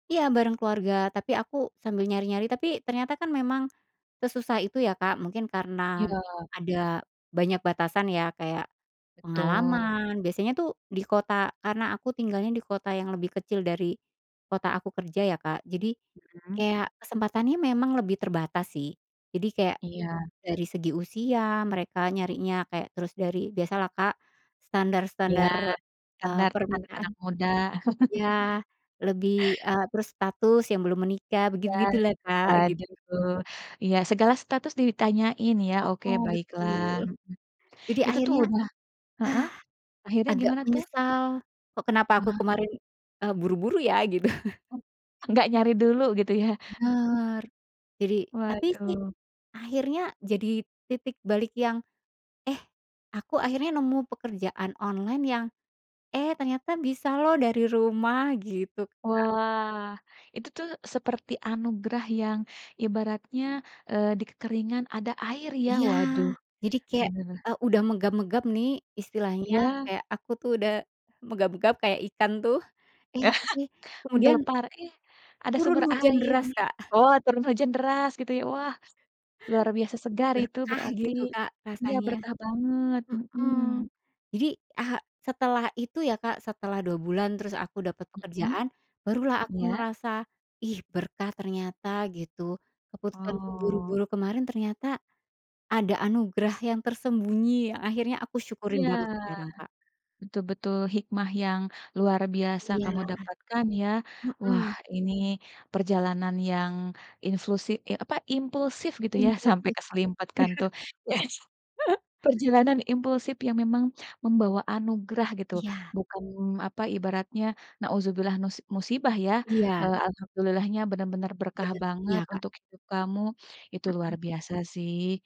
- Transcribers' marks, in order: chuckle; sigh; chuckle; other background noise; "keserimpet" said as "keselimpet"; laughing while speaking: "iya"; chuckle
- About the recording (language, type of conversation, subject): Indonesian, podcast, Pernahkah kamu mengambil keputusan impulsif yang kemudian menjadi titik balik dalam hidupmu?